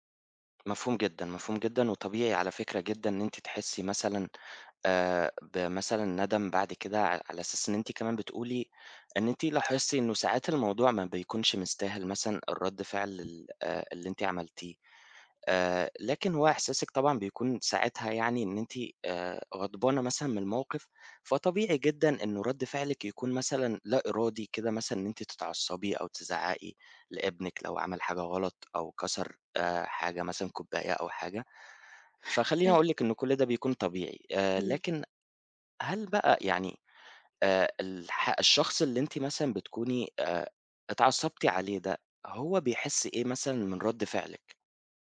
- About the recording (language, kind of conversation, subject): Arabic, advice, إزاي بتتعامل مع نوبات الغضب السريعة وردود الفعل المبالغ فيها عندك؟
- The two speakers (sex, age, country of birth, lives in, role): female, 50-54, Egypt, Portugal, user; male, 25-29, United Arab Emirates, Egypt, advisor
- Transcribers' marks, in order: other noise